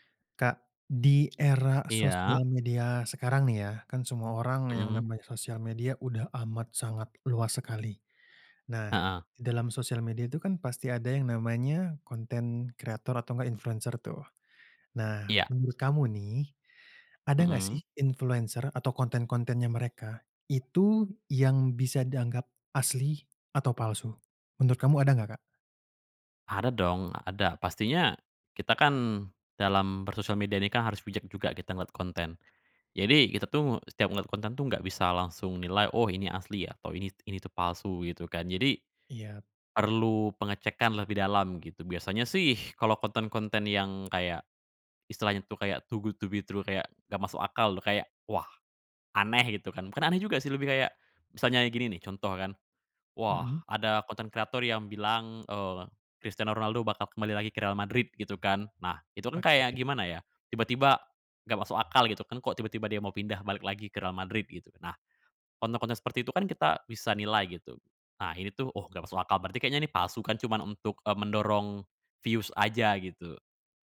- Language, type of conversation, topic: Indonesian, podcast, Apa yang membuat konten influencer terasa asli atau palsu?
- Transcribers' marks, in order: in English: "too good to be true"; in English: "views"